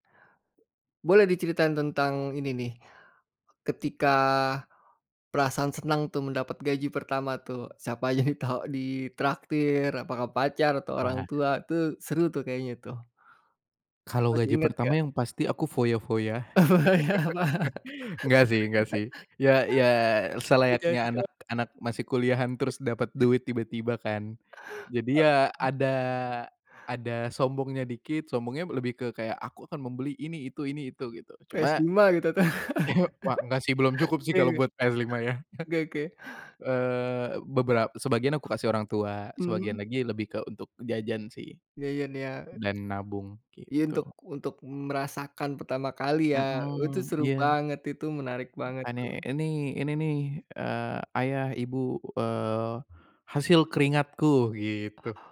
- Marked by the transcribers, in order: laughing while speaking: "yang tau"; laughing while speaking: "Foya fa"; laugh; "Jodoh" said as "njodoh"; unintelligible speech; other background noise; chuckle; laugh; chuckle
- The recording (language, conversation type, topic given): Indonesian, podcast, Seperti apa pengalaman kerja pertamamu, dan bagaimana rasanya?